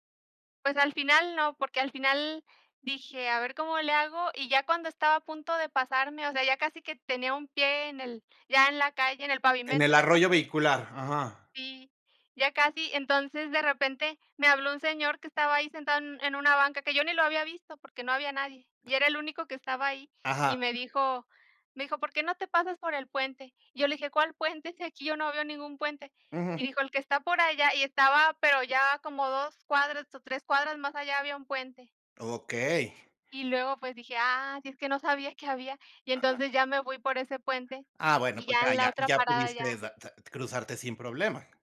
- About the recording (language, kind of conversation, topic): Spanish, unstructured, ¿Alguna vez te has perdido en un lugar desconocido? ¿Qué fue lo que pasó?
- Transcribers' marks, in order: other noise